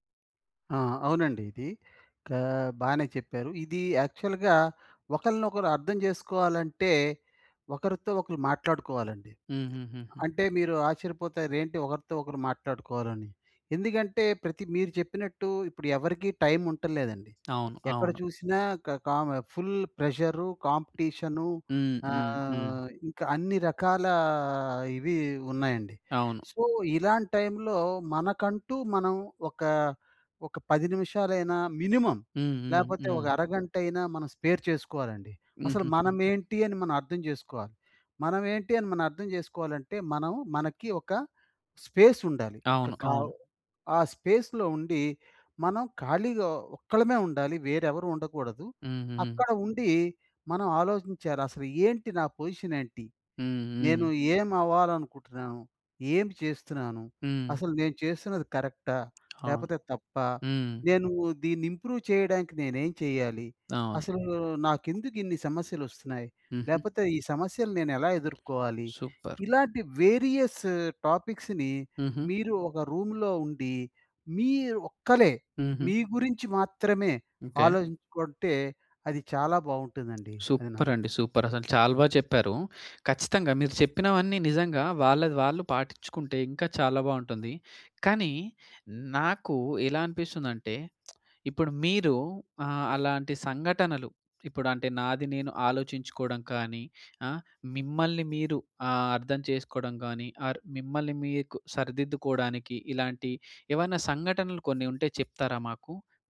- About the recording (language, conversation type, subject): Telugu, podcast, నువ్వు నిన్ను ఎలా అర్థం చేసుకుంటావు?
- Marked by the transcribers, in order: in English: "యాక్చువల్‌గా"; tapping; in English: "సో"; in English: "మినిమమ్"; in English: "స్పేర్"; in English: "స్పేస్"; in English: "స్పేస్‌లో"; in English: "పొజిషన్"; in English: "ఇంప్రూవ్"; in English: "సూపర్"; in English: "వేరియస్ టాపిక్స్‌ని"; in English: "రూమ్‌లో"; in English: "సూపర్"; in English: "సూపర్"; lip smack; in English: "ఆర్"